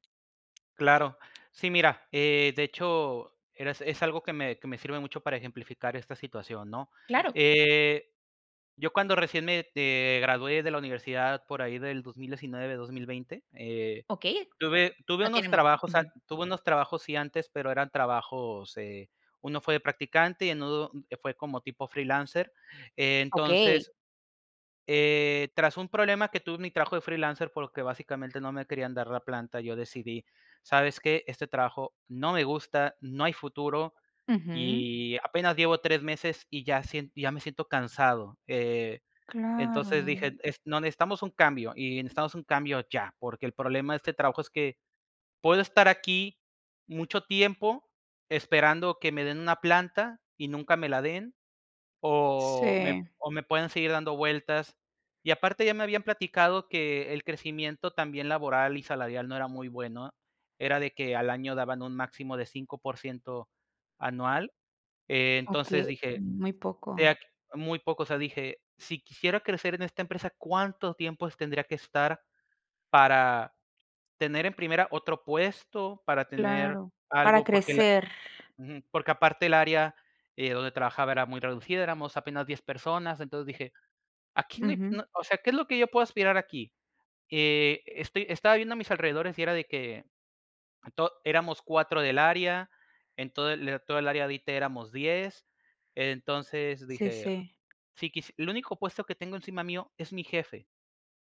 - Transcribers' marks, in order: tapping
- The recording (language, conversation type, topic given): Spanish, podcast, ¿Cómo sabes cuándo es hora de cambiar de trabajo?